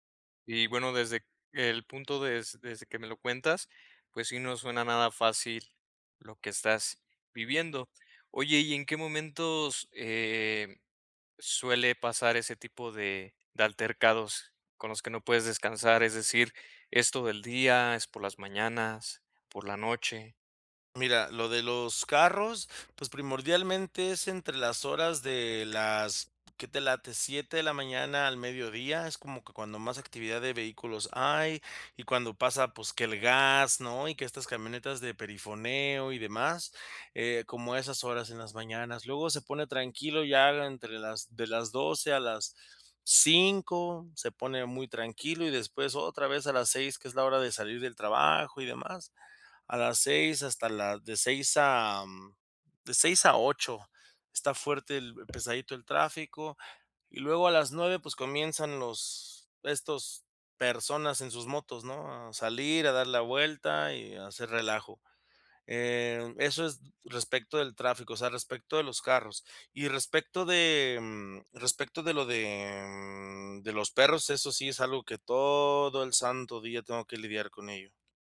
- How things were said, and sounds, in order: tapping
- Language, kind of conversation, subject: Spanish, advice, ¿Por qué no puedo relajarme cuando estoy en casa?